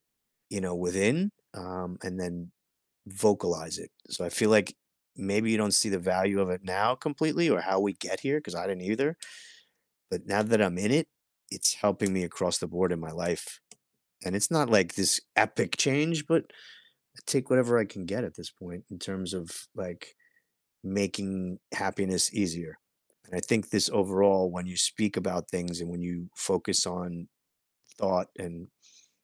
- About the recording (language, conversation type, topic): English, unstructured, How can practicing mindfulness help us better understand ourselves?
- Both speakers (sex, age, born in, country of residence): female, 35-39, United States, United States; male, 50-54, United States, United States
- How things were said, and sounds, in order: tapping